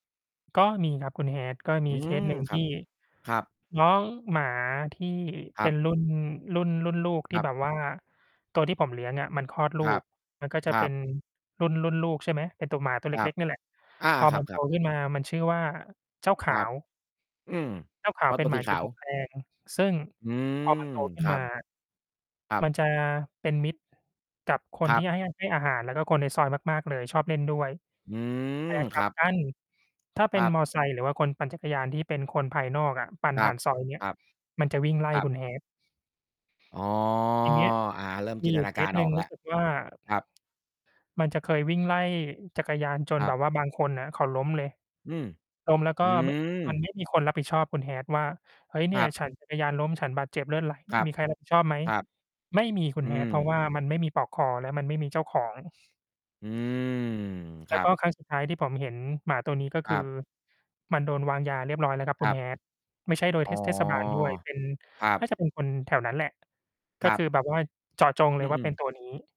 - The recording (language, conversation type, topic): Thai, unstructured, สัตว์จรจัดส่งผลกระทบต่อชุมชนอย่างไรบ้าง?
- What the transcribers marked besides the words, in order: static; distorted speech; other noise; tapping